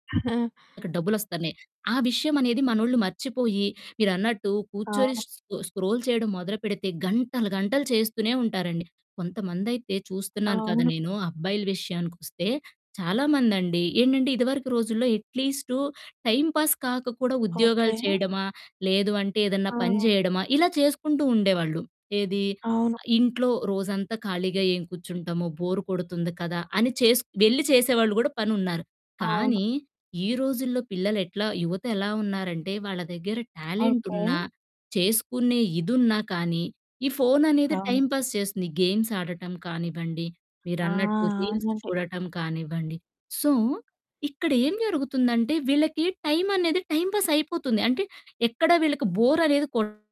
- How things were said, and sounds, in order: other background noise; in English: "టైమ్ పాస్"; in English: "టైమ్ పాస్"; in English: "గేమ్స్"; in English: "రీల్స్"; tapping; in English: "సో"; distorted speech
- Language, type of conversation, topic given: Telugu, podcast, స్మార్ట్‌ఫోన్ మీ దైనందిన జీవితాన్ని ఎలా మార్చింది?
- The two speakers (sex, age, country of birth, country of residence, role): female, 25-29, India, India, host; female, 30-34, India, India, guest